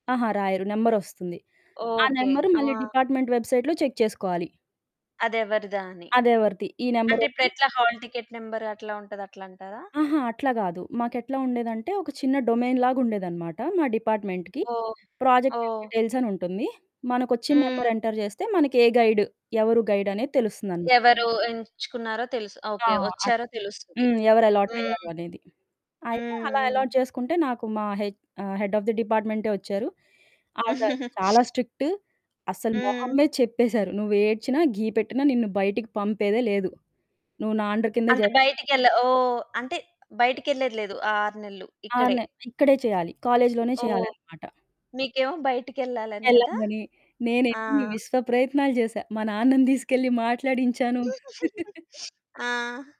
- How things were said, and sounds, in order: in English: "నెంబర్"; in English: "డిపార్ట్‌మెంట్ వెబ్‌సైట్‌లో చెక్"; in English: "హాల్ టికెట్ నంబర్"; in English: "డొమైన్"; in English: "డిపార్ట్‌మెంట్‌కి. ప్రాజెక్ట్ డీటెయిల్స్"; in English: "నెంబర్ ఎంటర్"; in English: "గైడ్?"; in English: "గైడ్?"; distorted speech; in English: "అలాట్"; in English: "హెడ్ ఆఫ్ ది"; giggle; other background noise; in English: "స్ట్రిక్ట్"; in English: "అండర్"; giggle; chuckle
- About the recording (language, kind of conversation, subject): Telugu, podcast, మీకు గర్వంగా అనిపించిన ఒక ఘడియను చెప్పగలరా?